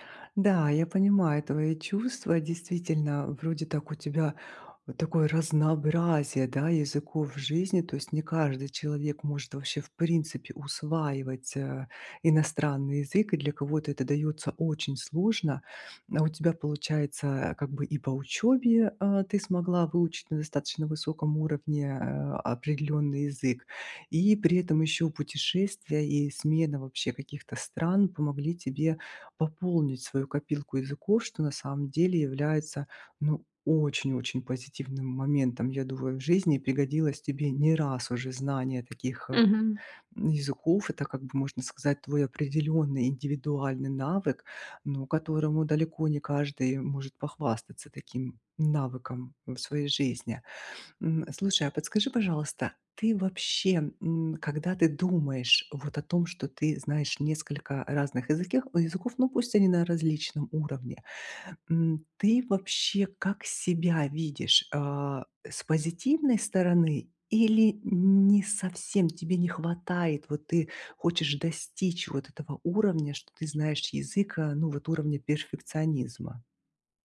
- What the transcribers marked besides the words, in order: none
- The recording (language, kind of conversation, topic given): Russian, advice, Как мне лучше принять и использовать свои таланты и навыки?